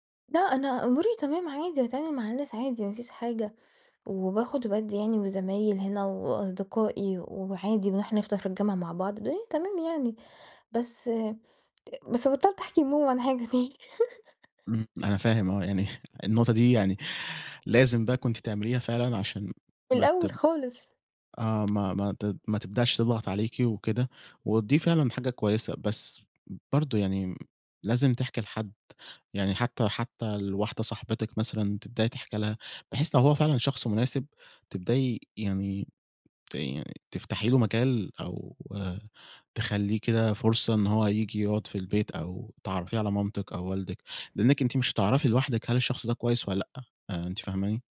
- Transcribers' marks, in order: laugh; chuckle
- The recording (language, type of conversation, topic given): Arabic, advice, إزاي أتعامل مع ضغط العيلة إني أتجوز في سن معيّن؟